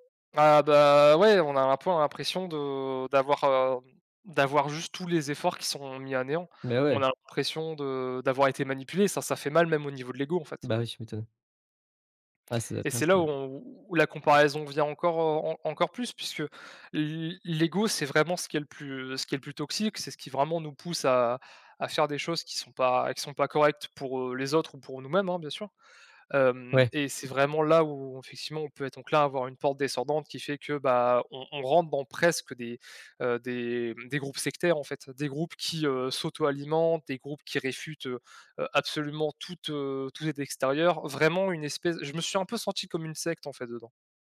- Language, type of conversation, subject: French, podcast, Comment fais-tu pour éviter de te comparer aux autres sur les réseaux sociaux ?
- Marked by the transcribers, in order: other background noise